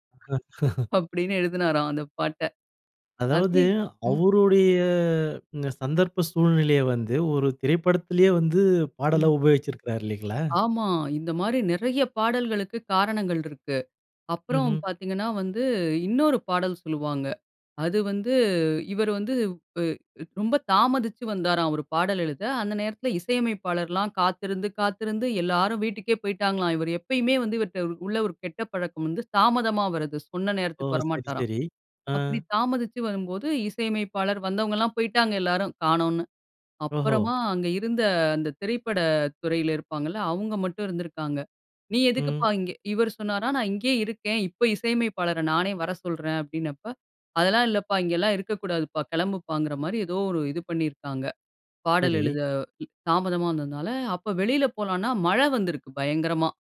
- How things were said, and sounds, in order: chuckle; laughing while speaking: "அப்டீன்னு எழுதுனாராம், அந்த பாட்ட"; drawn out: "அவரோடைய"; laughing while speaking: "ஒரு திரைப்படத்திலயே வந்து, பாடலா உபயோகிச்சிருக்குறாரு, இல்லங்களா?"
- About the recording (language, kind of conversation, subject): Tamil, podcast, படம், பாடல் அல்லது ஒரு சம்பவம் மூலம் ஒரு புகழ்பெற்றவர் உங்கள் வாழ்க்கையை எப்படிப் பாதித்தார்?